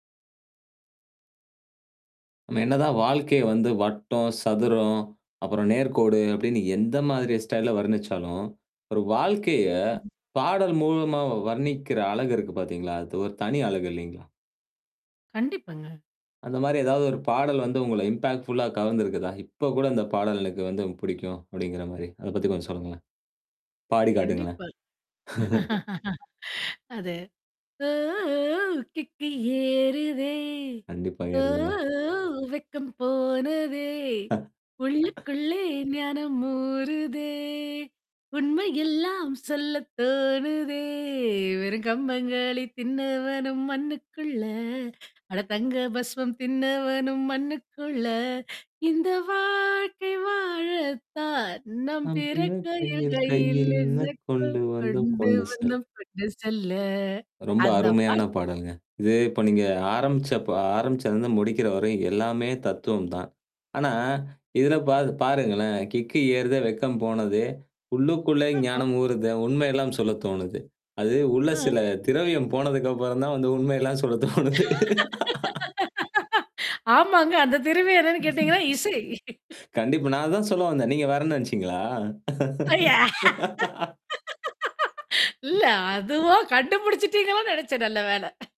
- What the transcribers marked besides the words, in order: in English: "ஸ்டைல்ல"; other background noise; in English: "இம்பாக்ட்ஃபுல்லா"; tapping; laugh; chuckle; singing: "ஓ, ஓ கிக்கு ஏருதே! ஓ … வந்தோம் கொண்டு செல்ல"; static; singing: "நாம் பிறக்கையில் கையில் என்ன கொண்டு வந்தோம், கொண்டு செல்"; distorted speech; unintelligible speech; laugh; laughing while speaking: "ஆமாங்க. அந்த திருவே என்னன்னு கேட்டீங்கன்னா, இசை"; laughing while speaking: "சொல்ல தோணது"; laugh; laugh; breath; laughing while speaking: "அய்ய! இல்ல. அதுவா கண்டுபிடிச்சுட்டீங்களோ நெனச்சேன். நல்ல வேல"; laugh
- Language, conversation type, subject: Tamil, podcast, உங்கள் வாழ்க்கையை வர்ணிக்கும் பாடல் எது?